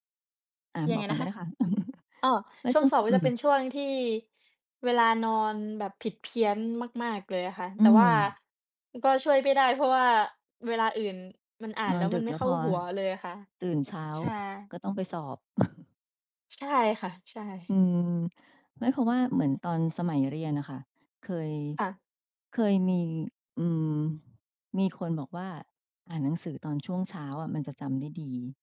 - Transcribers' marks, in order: chuckle; other background noise; chuckle
- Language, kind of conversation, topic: Thai, unstructured, เวลารู้สึกเครียด คุณมักทำอะไรเพื่อผ่อนคลาย?